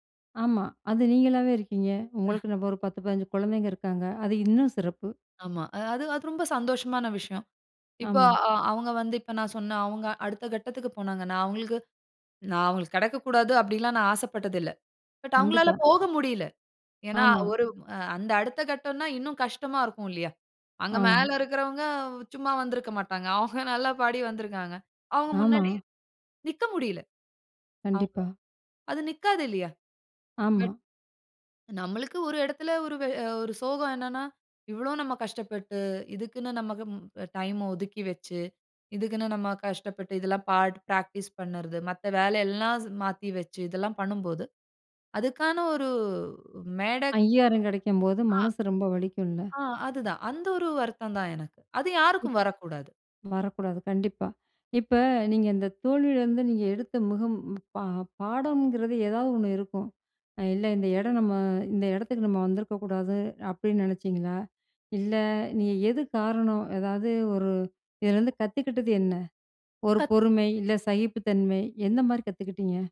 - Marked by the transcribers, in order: laughing while speaking: "அவுங்க நல்ல பாடி வந்துருக்காங்க"
- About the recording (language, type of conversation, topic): Tamil, podcast, ஒரு மிகப் பெரிய தோல்வியிலிருந்து நீங்கள் கற்றுக்கொண்ட மிக முக்கியமான பாடம் என்ன?